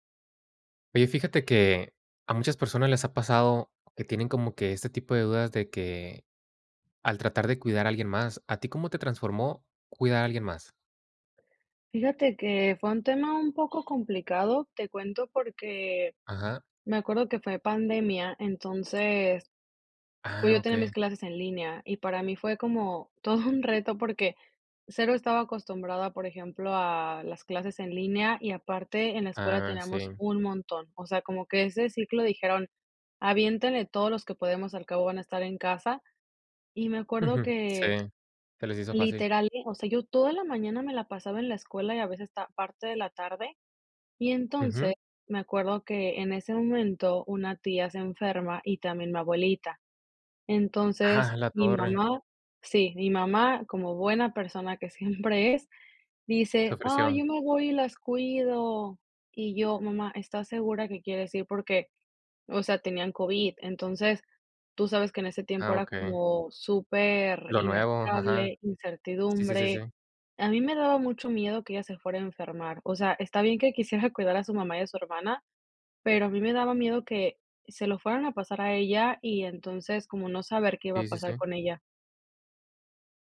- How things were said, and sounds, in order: other background noise; laughing while speaking: "todo"; laughing while speaking: "quisiera"
- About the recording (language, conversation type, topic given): Spanish, podcast, ¿Cómo te transformó cuidar a alguien más?